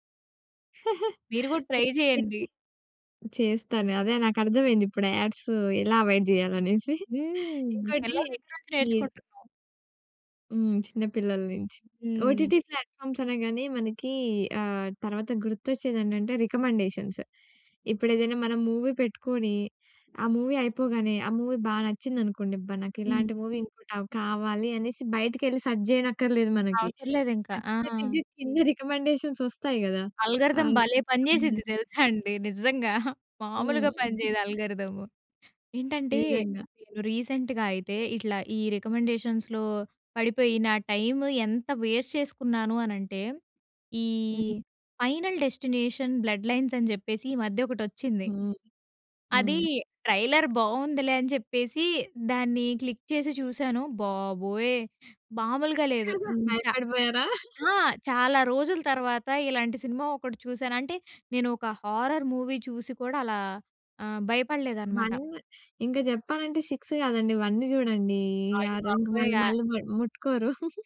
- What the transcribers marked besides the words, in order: chuckle; in English: "ట్రై"; in English: "యాడ్స్"; in English: "అవాయిడ్"; drawn out: "హ్మ్"; giggle; tapping; in English: "ఓటీటీ ప్లాట్‍ఫామ్స్"; in English: "రికమెండేషన్స్"; in English: "మూవీ"; in English: "మూవీ"; in English: "మూవీ"; in English: "మూవీ"; in English: "సర్చ్"; in English: "ఆటోమేటిక్‌గా"; giggle; in English: "రికమెండేషన్స్"; in English: "అల్గారిథం"; giggle; other noise; in English: "రీసెంట్‍గా"; in English: "రికమెండేషన్స్‌లో"; in English: "వేస్ట్"; in English: "ఫైనల్ డెస్టినేషన్ బ్లడ్ లైన్స్"; other background noise; in English: "ట్రైలర్"; in English: "క్లిక్"; laughing while speaking: "భయపడిపోయారా?"; in English: "హారర్ మూవీ"; in English: "ఒన్"; in English: "సిక్స్"; in English: "ఒన్"; giggle
- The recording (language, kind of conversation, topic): Telugu, podcast, స్ట్రీమింగ్ వేదికలు ప్రాచుర్యంలోకి వచ్చిన తర్వాత టెలివిజన్ రూపం ఎలా మారింది?